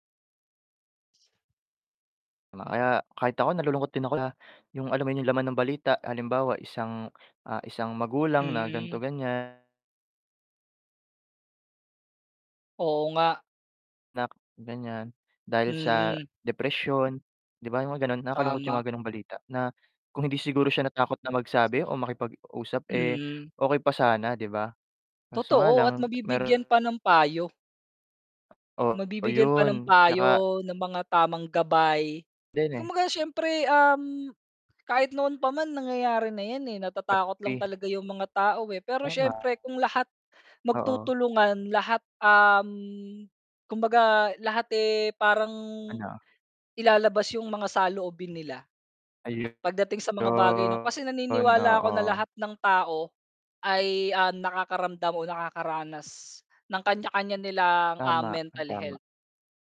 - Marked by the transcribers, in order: static; distorted speech
- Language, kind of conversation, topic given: Filipino, unstructured, Ano ang masasabi mo tungkol sa stigma sa kalusugang pangkaisipan?